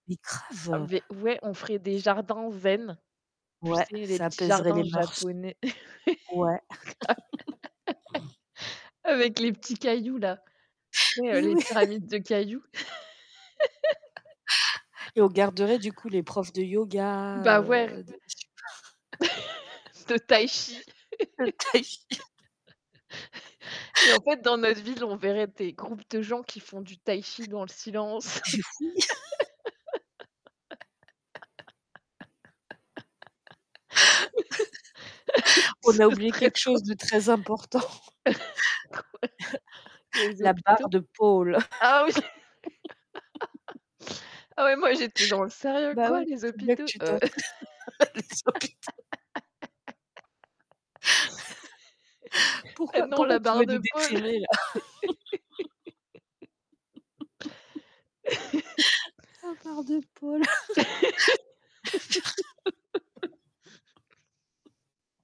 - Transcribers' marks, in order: static; stressed: "grave"; background speech; laugh; laughing while speaking: "grave"; other background noise; chuckle; laugh; laughing while speaking: "je sais pas"; distorted speech; laugh; laughing while speaking: "De tai-chi"; tapping; laugh; chuckle; laugh; laugh; laughing while speaking: "Ce serait trop drôle"; laughing while speaking: "important"; laugh; chuckle; laughing while speaking: "oui"; laugh; laugh; laughing while speaking: "Les hôpitaux"; laugh; laugh; laugh; laughing while speaking: "La barre de pôle"; laugh
- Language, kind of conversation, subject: French, unstructured, Comment imaginez-vous un bon maire pour votre ville ?
- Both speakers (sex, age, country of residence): female, 25-29, France; female, 35-39, France